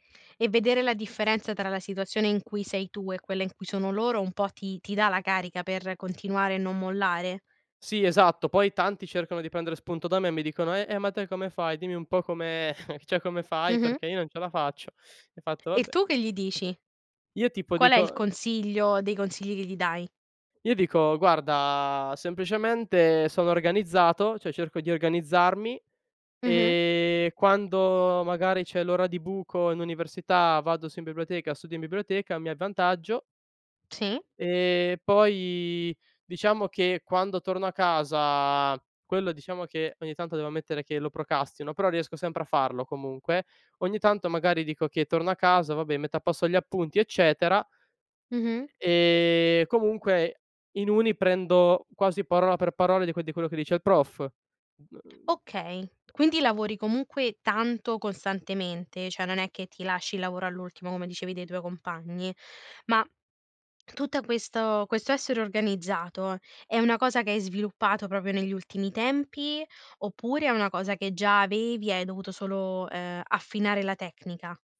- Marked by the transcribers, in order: chuckle; tapping; "cioè" said as "ceh"; "procrastino" said as "procastino"; "Cioè" said as "ceh"
- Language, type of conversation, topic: Italian, podcast, Come mantieni la motivazione nel lungo periodo?